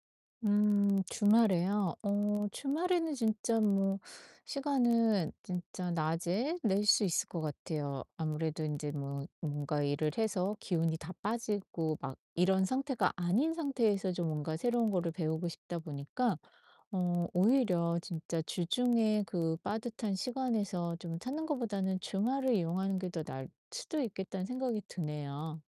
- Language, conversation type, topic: Korean, advice, 시간과 에너지가 부족할 때 어떻게 취미를 즐길 수 있을까요?
- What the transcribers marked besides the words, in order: static